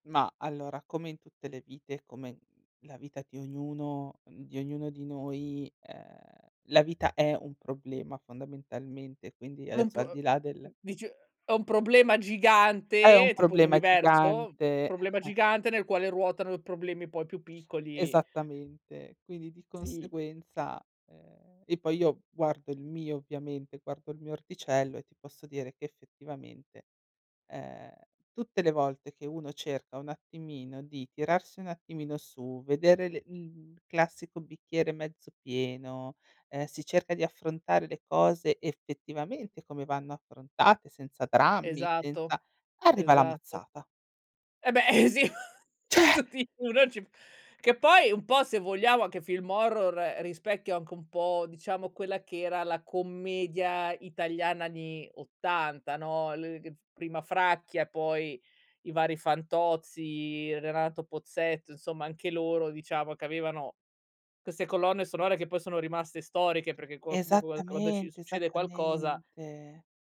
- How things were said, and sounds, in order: other noise; tapping; laughing while speaking: "Eh beh e sì, tutti uno ci p"; chuckle; surprised: "ceh"; "Cioè" said as "ceh"; "anni" said as "ni"; other background noise; unintelligible speech; drawn out: "esattamente"
- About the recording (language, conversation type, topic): Italian, podcast, Che canzone sceglieresti per la scena iniziale di un film sulla tua vita?